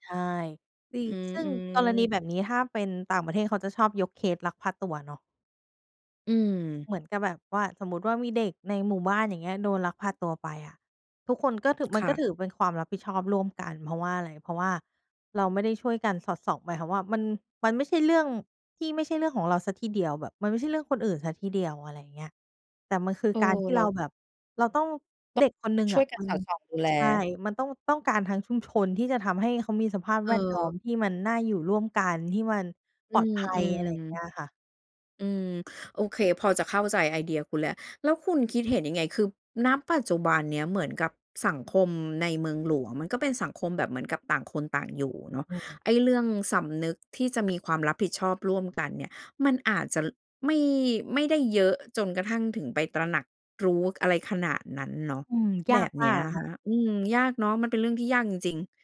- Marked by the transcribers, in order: other background noise
- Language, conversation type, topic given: Thai, podcast, คุณคิดว่า “ความรับผิดชอบร่วมกัน” ในชุมชนหมายถึงอะไร?